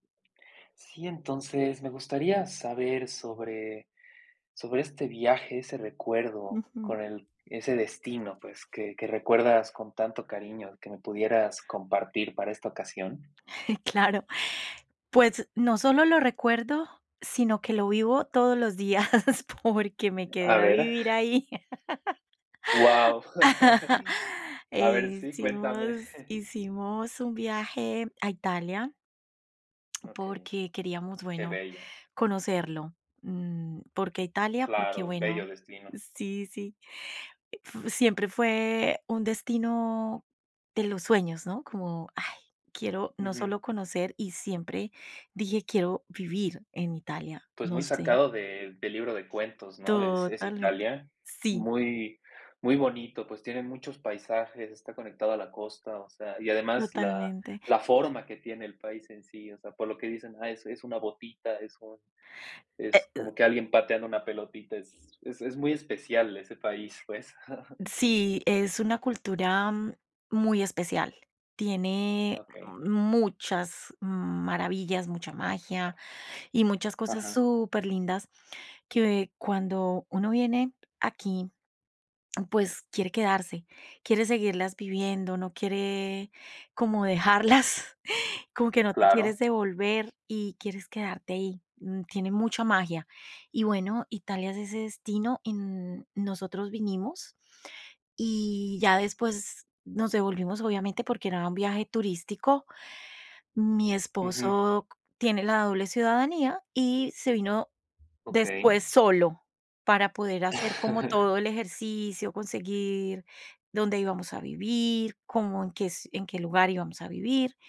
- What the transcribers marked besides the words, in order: giggle; laughing while speaking: "días"; chuckle; laugh; chuckle; lip smack; giggle; giggle; giggle
- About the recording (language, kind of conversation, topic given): Spanish, podcast, Cuéntame sobre uno de tus viajes favoritos: ¿qué lo hizo tan especial?
- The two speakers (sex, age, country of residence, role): female, 50-54, Italy, guest; male, 20-24, Mexico, host